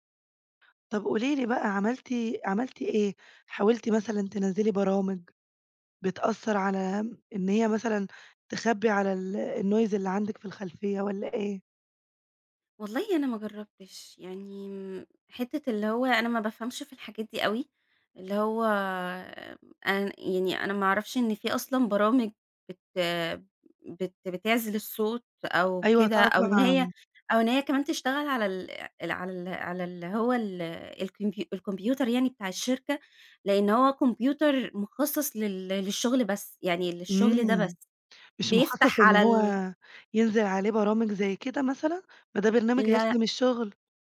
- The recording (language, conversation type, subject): Arabic, advice, إزاي المقاطعات الكتير في الشغل بتأثر على تركيزي وبتضيع وقتي؟
- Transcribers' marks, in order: in English: "الnoise"